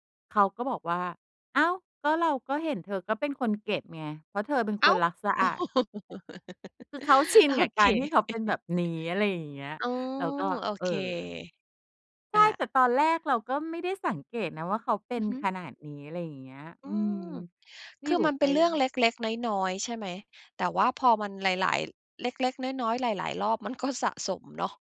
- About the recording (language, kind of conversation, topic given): Thai, podcast, คุณคิดว่าการอยู่คนเดียวกับการโดดเดี่ยวต่างกันอย่างไร?
- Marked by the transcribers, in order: laugh; tapping; laughing while speaking: "โอเค"